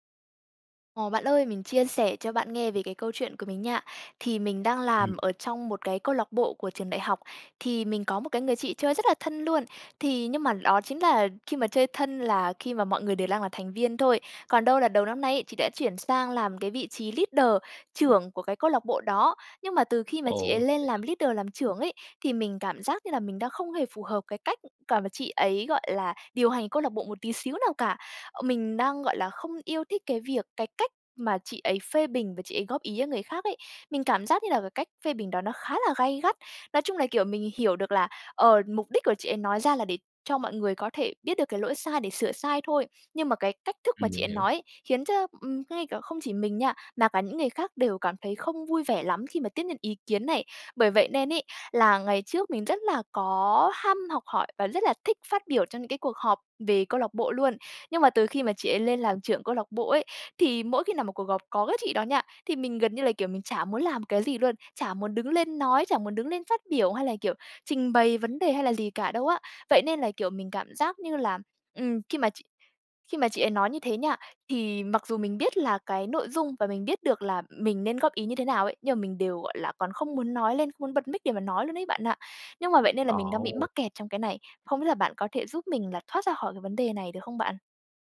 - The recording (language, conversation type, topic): Vietnamese, advice, Làm sao để vượt qua nỗi sợ phát biểu ý kiến trong cuộc họp dù tôi nắm rõ nội dung?
- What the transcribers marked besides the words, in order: in English: "leader"; in English: "leader"; "họp" said as "gọp"